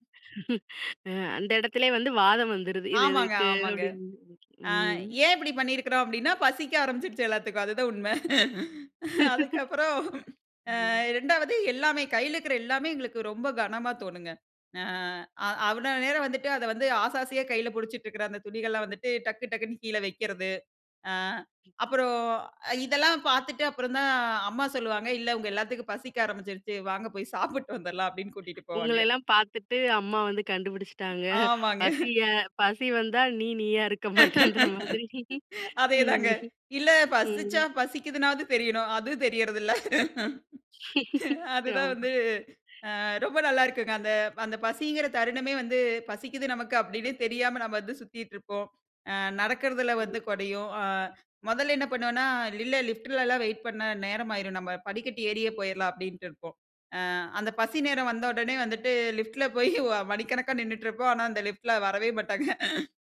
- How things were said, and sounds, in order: laugh; drawn out: "ம்"; tapping; laughing while speaking: "பசிக்க ஆரம்பிச்சுடுச்சு எல்லாத்துக்கும் அதுதான் உண்மை. அதுக்கப்புறம்"; laugh; laughing while speaking: "சாப்பிட்டு"; laughing while speaking: "ஆமாங்க"; chuckle; laughing while speaking: "பசி வந்தா நீ நீயா இருக்க மாட்டேன்ற மாதிரி"; laughing while speaking: "அதே தாங்க. இல்ல பசிச்சா பசிக்கிதுனாவது … அ ரொம்ப நல்லாருக்குங்க"; laugh; in English: "லிஃப்ட்லலாம்"; chuckle; in English: "லிஃப்ட்ல"; laughing while speaking: "வரவே மாட்டாங்க"
- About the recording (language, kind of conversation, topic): Tamil, podcast, பசியா அல்லது உணவுக்கான ஆசையா என்பதை எப்படி உணர்வது?